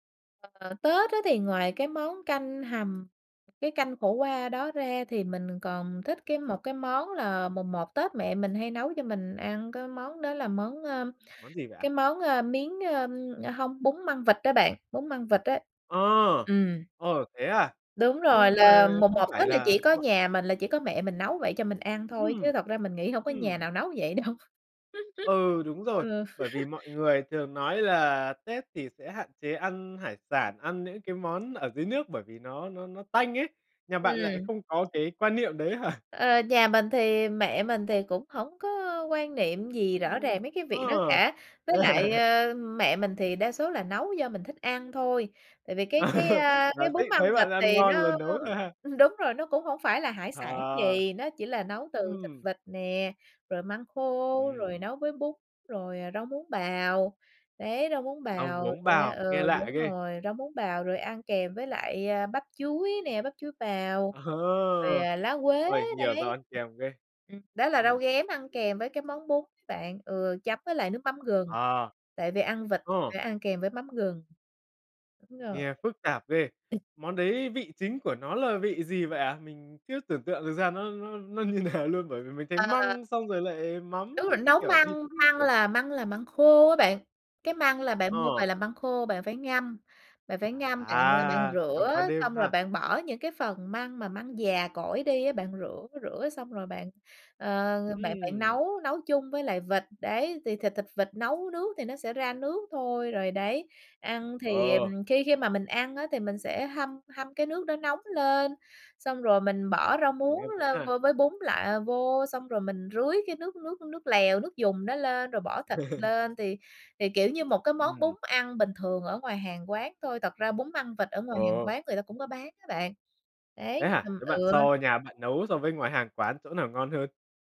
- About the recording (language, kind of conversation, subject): Vietnamese, podcast, Những món ăn truyền thống nào không thể thiếu ở nhà bạn?
- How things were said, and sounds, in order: other background noise; tapping; unintelligible speech; laugh; laughing while speaking: "hả?"; laugh; laugh; unintelligible speech; laughing while speaking: "nó như nào luôn bởi vì"; laugh